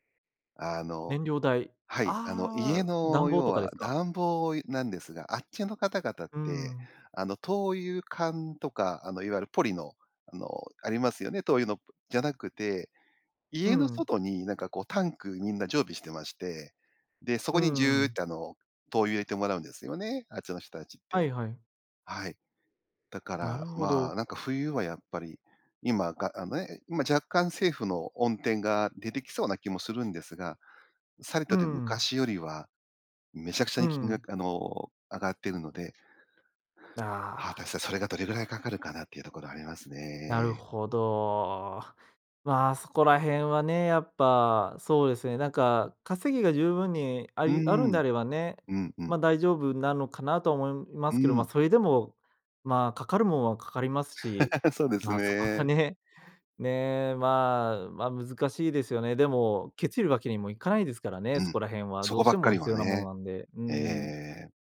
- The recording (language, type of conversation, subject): Japanese, advice, 都会を離れて地方へ移住するか迷っている理由や状況を教えてください？
- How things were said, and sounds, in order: laugh